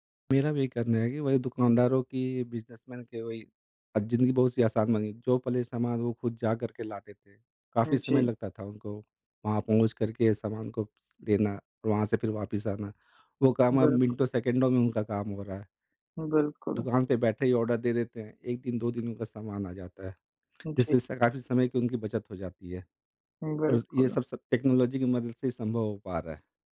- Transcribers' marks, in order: tapping; in English: "टेक्नोलॉजी"
- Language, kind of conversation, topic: Hindi, unstructured, क्या प्रौद्योगिकी ने काम करने के तरीकों को आसान बनाया है?
- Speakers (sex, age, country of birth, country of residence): male, 45-49, India, India; male, 55-59, United States, India